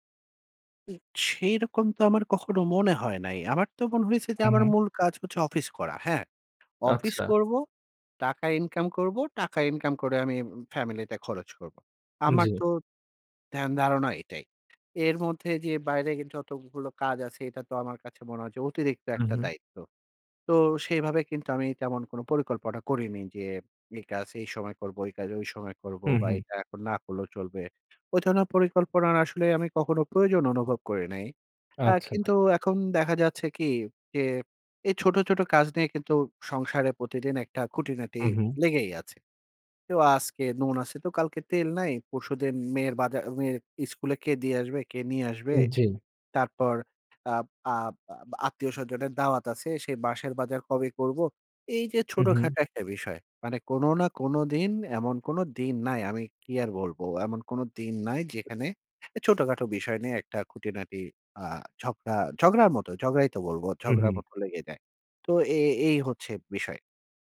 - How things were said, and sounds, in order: tapping
- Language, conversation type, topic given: Bengali, advice, দৈনন্দিন ছোটখাটো দায়িত্বেও কেন আপনার অতিরিক্ত চাপ অনুভূত হয়?